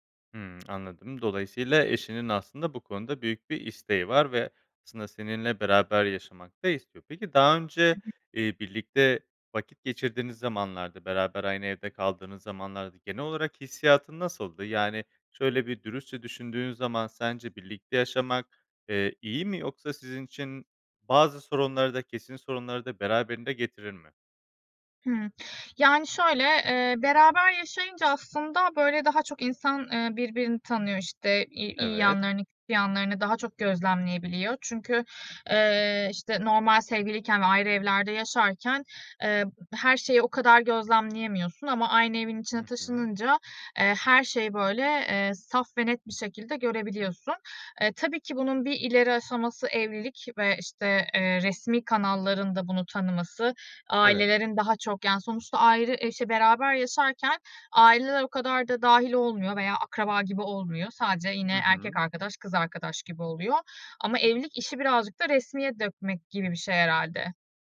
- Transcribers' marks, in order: other background noise; unintelligible speech
- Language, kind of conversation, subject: Turkish, advice, Evlilik veya birlikte yaşamaya karar verme konusunda yaşadığınız anlaşmazlık nedir?